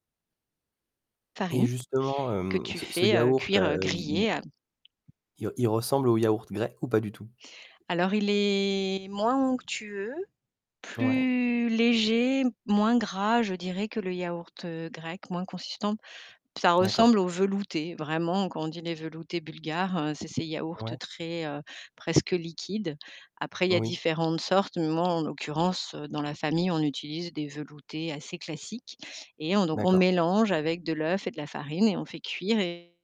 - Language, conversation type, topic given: French, podcast, Peux-tu parler d’une recette familiale que tu prépares souvent ?
- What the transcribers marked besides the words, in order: tapping; other background noise; distorted speech